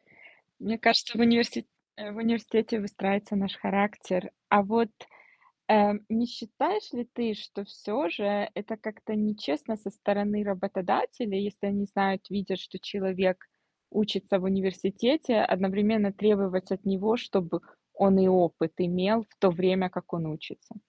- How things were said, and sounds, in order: static
- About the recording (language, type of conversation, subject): Russian, podcast, Что важнее для карьеры: диплом или реальный опыт?